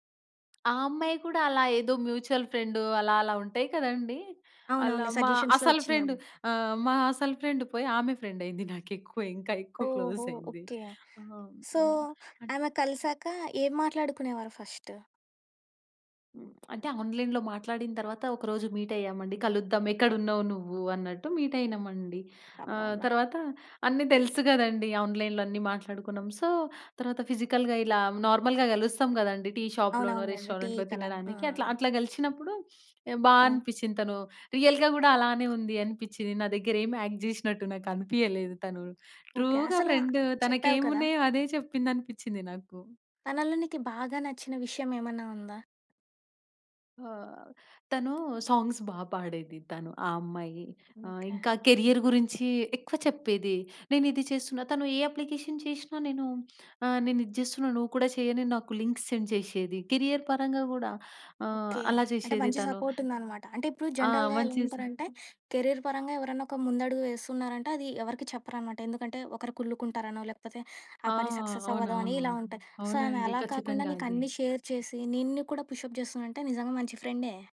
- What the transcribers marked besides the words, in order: tapping; in English: "మ్యూచువల్"; in English: "సజెషన్స్‌లో"; in English: "ఫ్రెండ్"; in English: "ఫ్రెండ్"; laughing while speaking: "నాకెక్కువ ఇంకా ఎక్కువ క్లోజ్ అయింది"; in English: "క్లోజ్"; in English: "సో"; in English: "ఆన్‌లైన్‌లో"; in English: "మీట్"; in English: "మీట్"; in English: "ఆన్‌లైన్‌లో"; in English: "సో"; in English: "ఫిజికల్‌గా"; in English: "నార్మల్‌గా"; in English: "టీ షాప్"; in English: "రెస్టారెంట్‌లో"; sniff; in English: "రియల్‌గా"; in English: "యాక్ట్"; in English: "ట్రూ‌గా ఫ్రెండ్"; in English: "సాంగ్స్"; in English: "కెరియర్"; in English: "అప్లికేషన్"; in English: "లింక్స్ సెండ్"; in English: "కెరియర్"; in English: "సపోర్ట్"; in English: "జనరల్‌గా"; in English: "కెరీర్"; in English: "సక్సెస్"; in English: "సో"; in English: "షేర్"; in English: "పుష్ అప్"
- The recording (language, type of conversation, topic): Telugu, podcast, ఆన్‌లైన్‌లో ఏర్పడే స్నేహాలు నిజమైన బంధాలేనా?